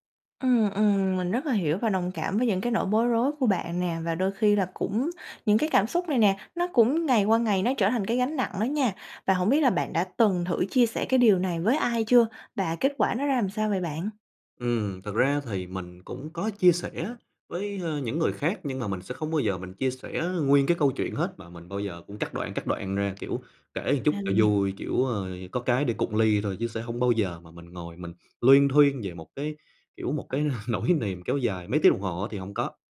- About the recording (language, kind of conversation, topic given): Vietnamese, advice, Bạn cảm thấy áp lực phải luôn tỏ ra vui vẻ và che giấu cảm xúc tiêu cực trước người khác như thế nào?
- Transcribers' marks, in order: tapping; "một" said as "ừn"; laughing while speaking: "nỗi niềm"